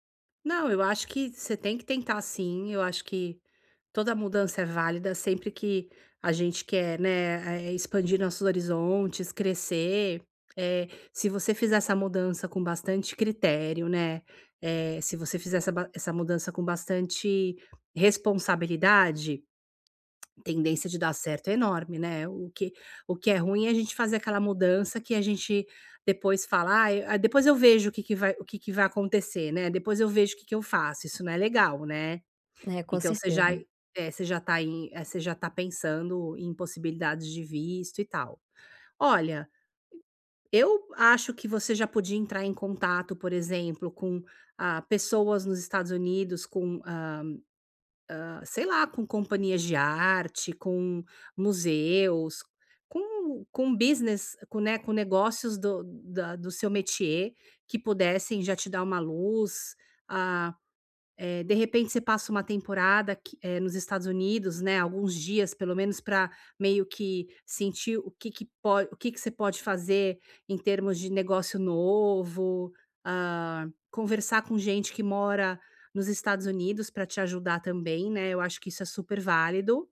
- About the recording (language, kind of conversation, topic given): Portuguese, advice, Como posso lidar com a incerteza durante uma grande transição?
- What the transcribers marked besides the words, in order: tapping; in French: "métier"